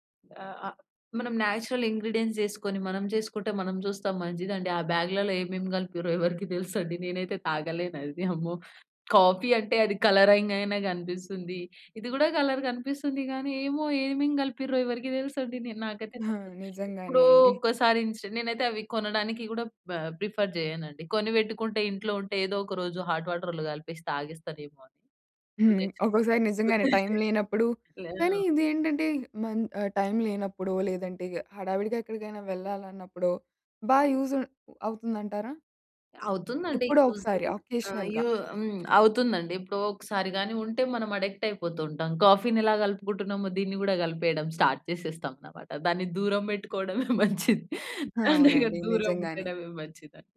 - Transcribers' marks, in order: in English: "నేచురల్ ఇంగ్రీడియెంట్స్"; in English: "కాఫీ"; in English: "కలరింగ్"; in English: "కలర్"; in English: "ప్రిఫర్"; in English: "హాట్ వాటర్‌లో"; chuckle; in English: "యూజ్"; in English: "అకేషనల్‌గా"; in English: "అడిక్ట్"; in English: "కాఫీ‌ని"; in English: "స్టార్ట్"; laughing while speaking: "దూరం పెట్టుకోవడమే మంచిది. అదే కదా దూరం ఉండడమే మంచిది అండి"
- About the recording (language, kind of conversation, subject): Telugu, podcast, కాఫీ మీ రోజువారీ శక్తిని ఎలా ప్రభావితం చేస్తుంది?